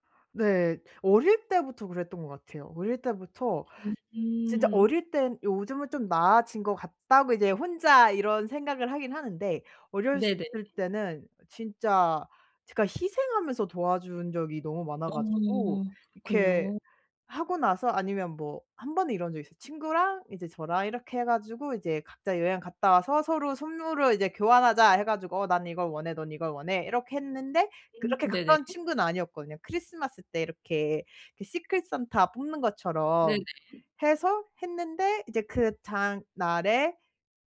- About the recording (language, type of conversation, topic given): Korean, advice, 감정 소진 없이 원치 않는 조언을 정중히 거절하려면 어떻게 말해야 할까요?
- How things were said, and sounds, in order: other background noise